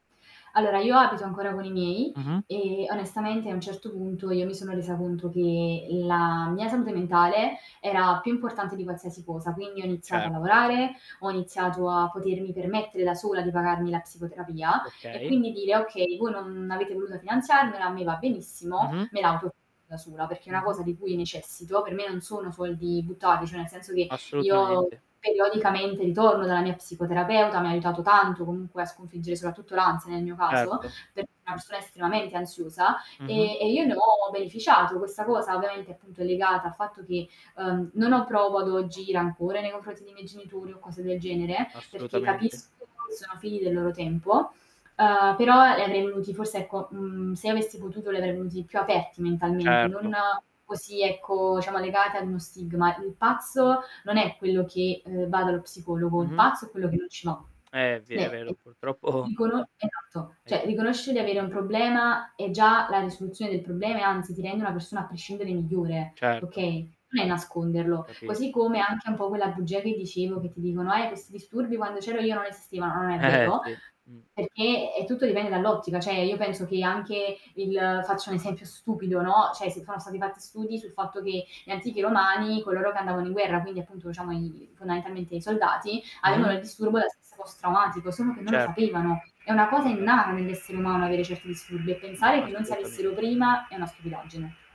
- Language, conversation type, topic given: Italian, podcast, Come si può parlare di salute mentale in famiglia?
- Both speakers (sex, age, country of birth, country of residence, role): female, 20-24, Italy, Italy, guest; male, 25-29, Italy, Italy, host
- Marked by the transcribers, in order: static; distorted speech; other background noise; "cioè" said as "ceh"; "cioè" said as "ceh"; "cioè" said as "ceh"; mechanical hum